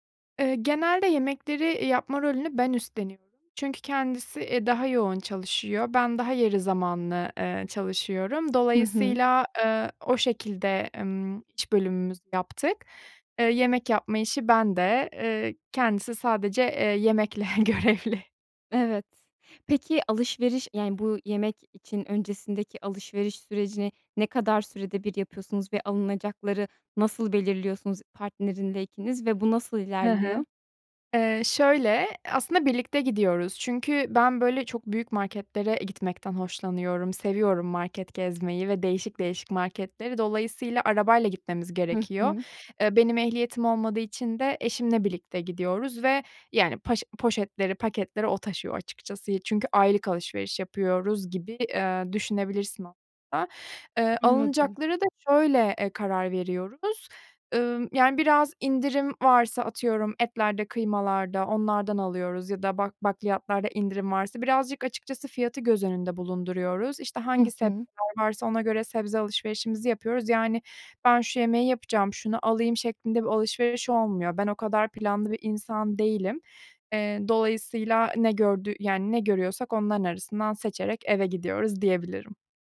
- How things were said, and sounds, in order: laughing while speaking: "görevli"; other noise
- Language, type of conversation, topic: Turkish, advice, Ailenizin ya da partnerinizin yeme alışkanlıklarıyla yaşadığınız çatışmayı nasıl yönetebilirsiniz?